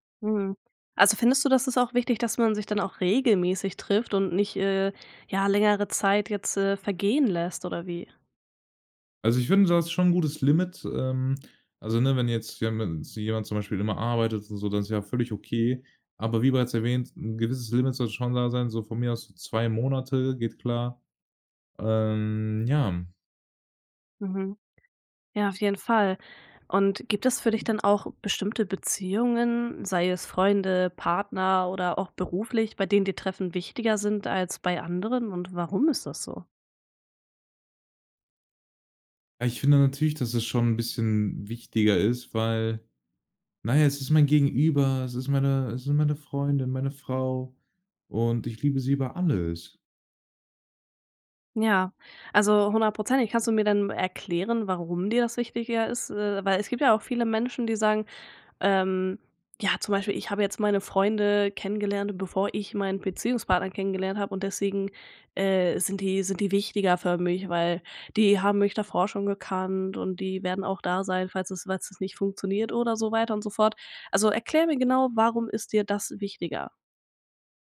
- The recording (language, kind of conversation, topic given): German, podcast, Wie wichtig sind reale Treffen neben Online-Kontakten für dich?
- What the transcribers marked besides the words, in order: stressed: "regelmäßig"; drawn out: "Ähm"; joyful: "Freundin, meine Frau"; stressed: "das"